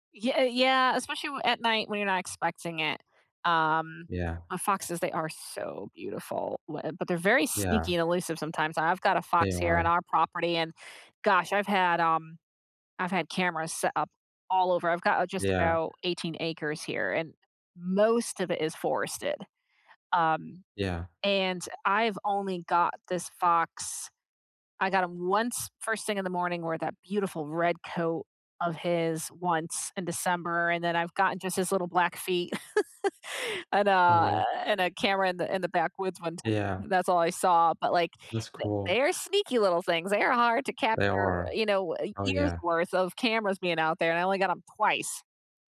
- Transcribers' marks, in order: chuckle
- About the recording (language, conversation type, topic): English, unstructured, What hobby have you picked up recently, and why has it stuck?
- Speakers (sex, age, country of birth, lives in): female, 35-39, United States, United States; male, 20-24, United States, United States